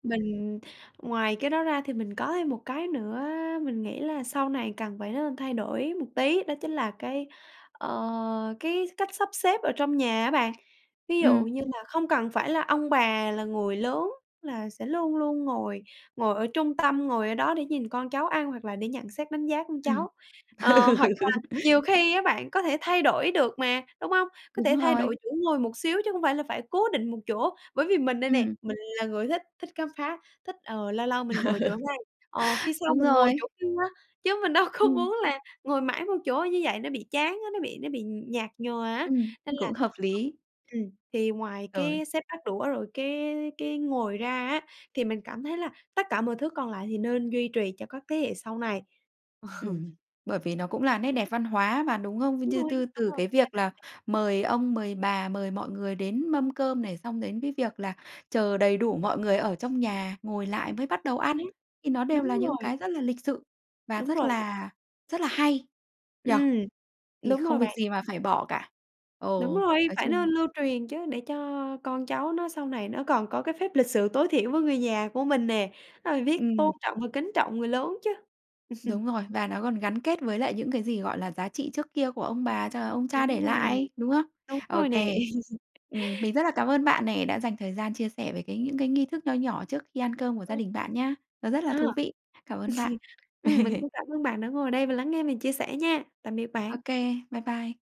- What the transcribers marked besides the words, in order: tapping; other background noise; background speech; laughing while speaking: "Ừ"; laughing while speaking: "Ờ"; laughing while speaking: "đâu có"; laughing while speaking: "Ờ"; laugh; laugh; laugh; laugh
- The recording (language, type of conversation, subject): Vietnamese, podcast, Nghi thức nhỏ của gia đình bạn trước khi ăn cơm là gì?